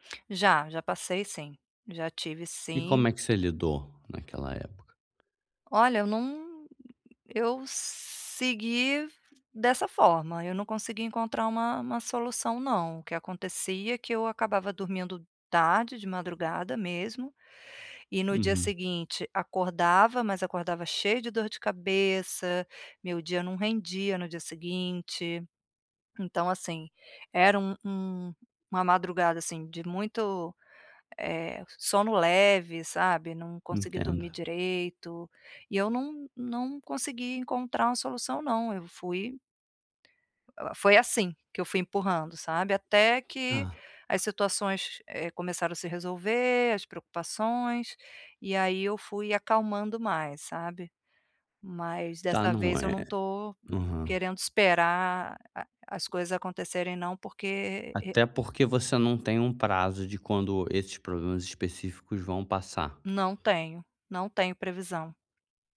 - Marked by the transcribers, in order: drawn out: "segui"
- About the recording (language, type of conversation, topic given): Portuguese, advice, Como é a sua rotina relaxante antes de dormir?